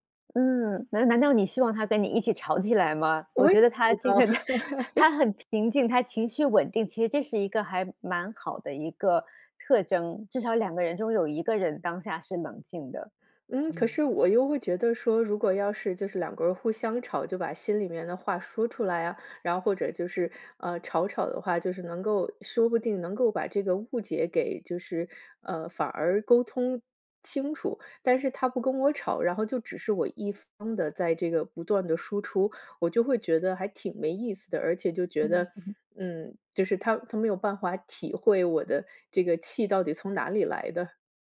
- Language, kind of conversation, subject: Chinese, advice, 我们为什么总是频繁产生沟通误会？
- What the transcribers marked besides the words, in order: other background noise; laughing while speaking: "对"; chuckle